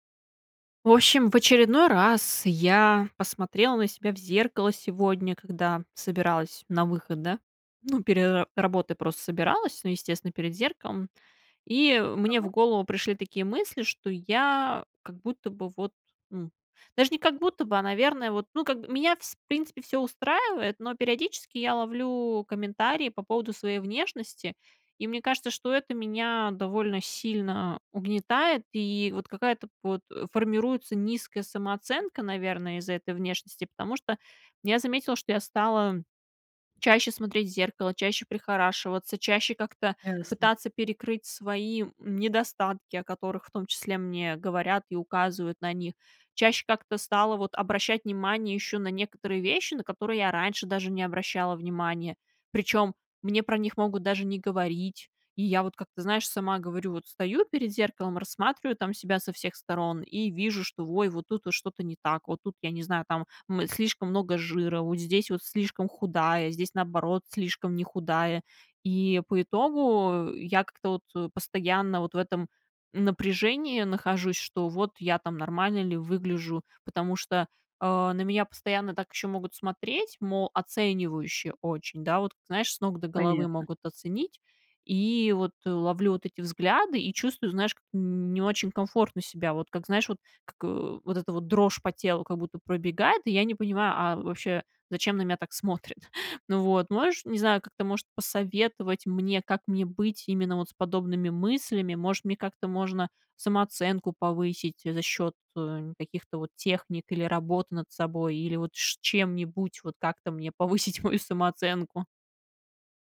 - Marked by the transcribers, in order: laughing while speaking: "смотрят?"; laughing while speaking: "повысить"
- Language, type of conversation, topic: Russian, advice, Как низкая самооценка из-за внешности влияет на вашу жизнь?